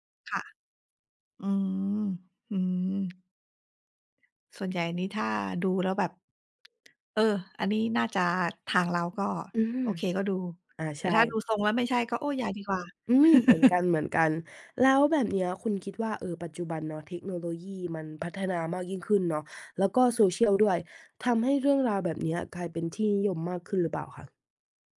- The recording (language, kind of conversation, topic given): Thai, unstructured, คุณคิดอย่างไรกับกระแสความนิยมของซีรีส์ที่เลียนแบบชีวิตของคนดังที่มีอยู่จริง?
- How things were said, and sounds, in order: other background noise; tapping; laugh